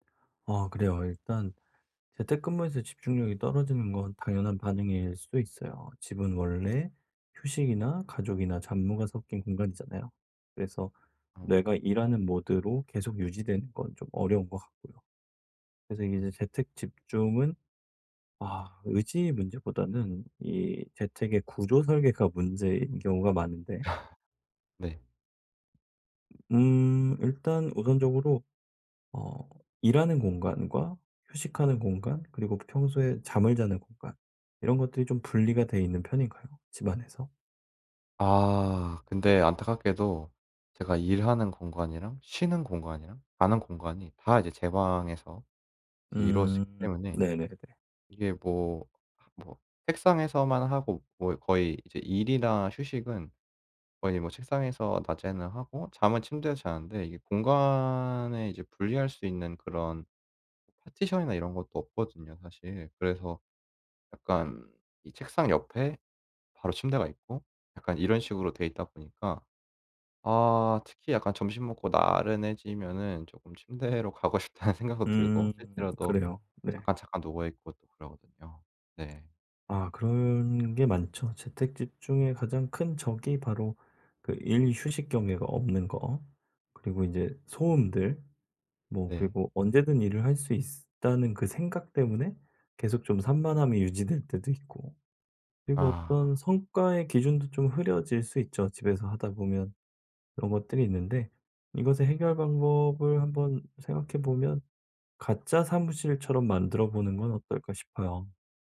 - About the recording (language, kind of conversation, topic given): Korean, advice, 산만함을 줄이고 집중할 수 있는 환경을 어떻게 만들 수 있을까요?
- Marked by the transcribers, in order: laugh; other background noise; tapping; laughing while speaking: "'침대로 가고 싶다.'는 생각도 들고"